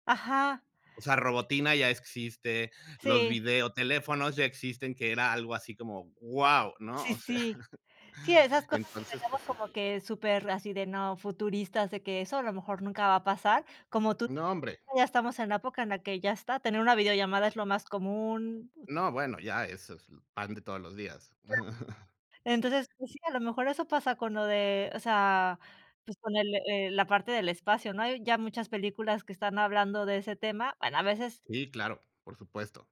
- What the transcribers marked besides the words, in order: other background noise; chuckle; chuckle
- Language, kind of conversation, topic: Spanish, unstructured, ¿Cómo crees que la exploración espacial afectará nuestro futuro?